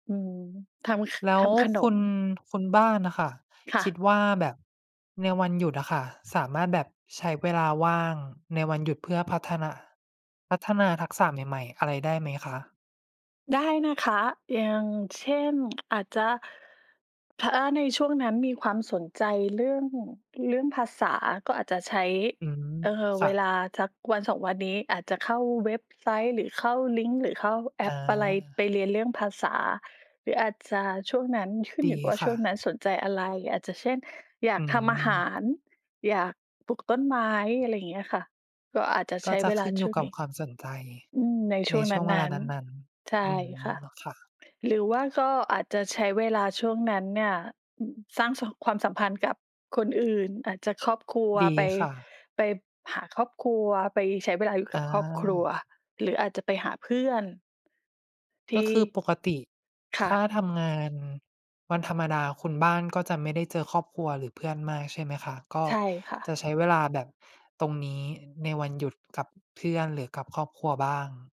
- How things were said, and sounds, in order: tapping
- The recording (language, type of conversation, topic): Thai, unstructured, คุณจัดการเวลาว่างในวันหยุดอย่างไร?